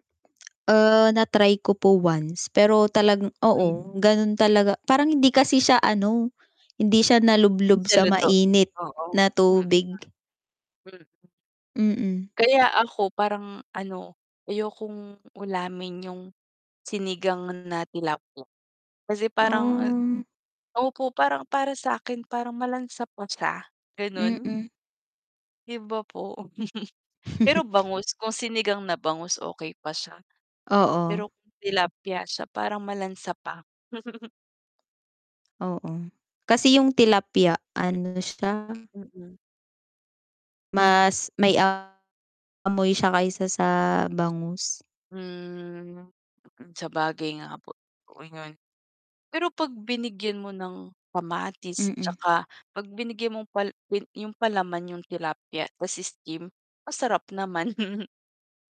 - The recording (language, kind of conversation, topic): Filipino, unstructured, Paano mo isinasama ang masusustansiyang pagkain sa iyong pang-araw-araw na pagkain?
- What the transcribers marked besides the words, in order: tongue click; distorted speech; tapping; mechanical hum; other background noise; chuckle; chuckle; chuckle